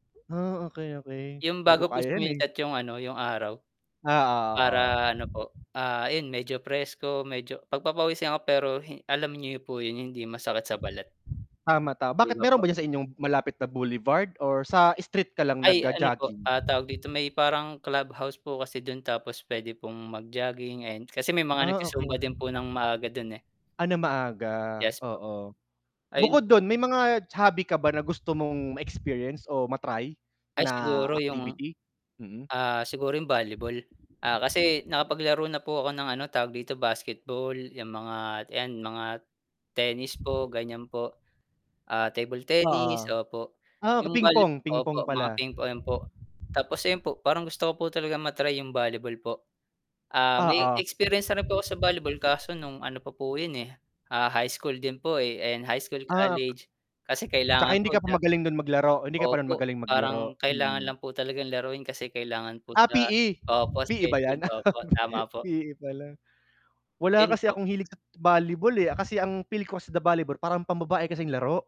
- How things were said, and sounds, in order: distorted speech; wind; in English: "boulevard"; tapping; static; laugh
- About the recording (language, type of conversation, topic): Filipino, unstructured, Ano ang madalas mong gawin kapag may libreng oras ka?
- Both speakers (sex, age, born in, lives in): male, 25-29, Philippines, Philippines; male, 30-34, Philippines, Philippines